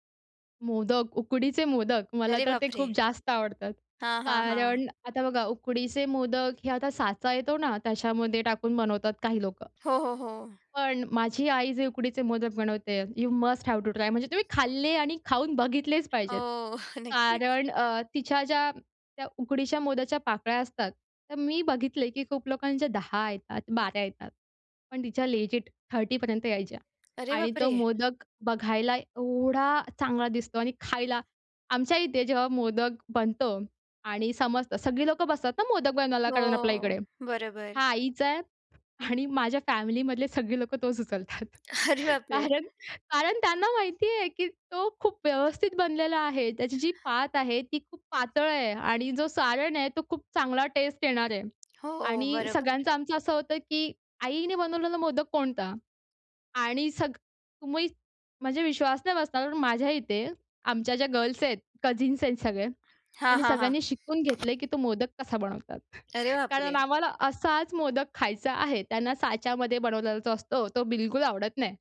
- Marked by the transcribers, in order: joyful: "मला तर ते खूप जास्त आवडतात"; surprised: "अरे बापरे!"; tapping; in English: "यू मस्ट हॅव टू ट्राय"; laughing while speaking: "हो"; in English: "लेजिट"; surprised: "अरे बापरे!"; laughing while speaking: "आणि"; laughing while speaking: "सगळे लोकं तोच उचलतात. कारण … व्यवस्थित बनलेला आहे"; laughing while speaking: "अरे बापरे!"; other background noise; in English: "टेस्ट"; in English: "गर्ल्स"; in English: "कझीन्स"; laughing while speaking: "बनवतात"; surprised: "अरे बापरे!"
- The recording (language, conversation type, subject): Marathi, podcast, गाणं, अन्न किंवा सणांमुळे नाती कशी घट्ट होतात, सांगशील का?